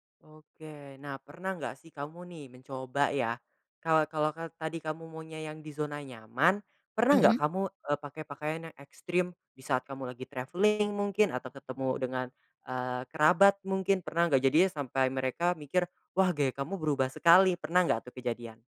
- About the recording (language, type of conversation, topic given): Indonesian, podcast, Bagaimana kamu mendeskripsikan gaya berpakaianmu saat ini?
- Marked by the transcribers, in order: in English: "travelling"